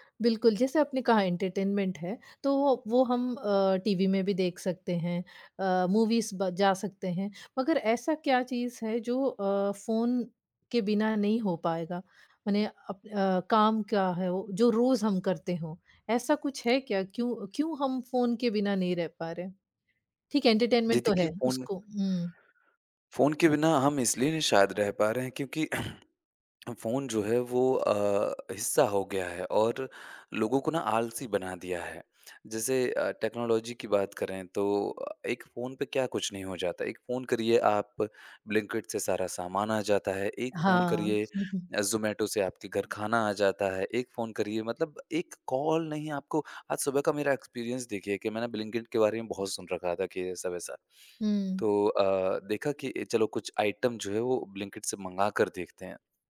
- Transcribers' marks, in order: in English: "एंटरटेनमेंट"; in English: "मूवीज़"; in English: "एंटरटेनमेंट"; throat clearing; in English: "टेक्नोलॉजी"; other background noise; in English: "एक्सपीरियंस"; in English: "आइटम"; tapping
- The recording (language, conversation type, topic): Hindi, podcast, फोन के बिना आपका एक दिन कैसे बीतता है?